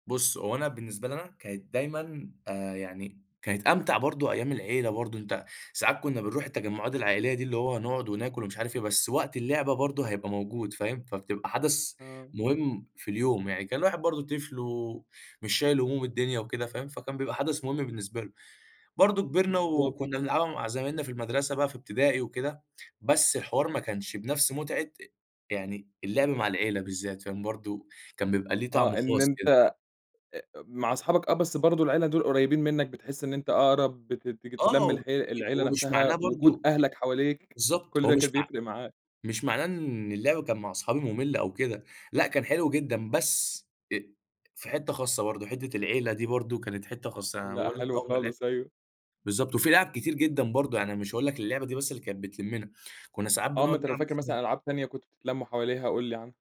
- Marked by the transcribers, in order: unintelligible speech
- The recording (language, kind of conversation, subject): Arabic, podcast, إيه هي اللعبة اللي دايمًا بتلمّ العيلة عندكم؟